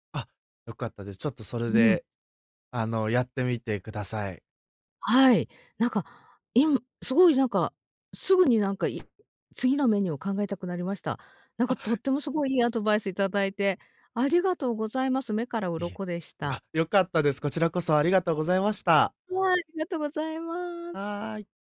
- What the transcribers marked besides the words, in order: other background noise
- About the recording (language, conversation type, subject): Japanese, advice, 筋力向上や体重減少が停滞しているのはなぜですか？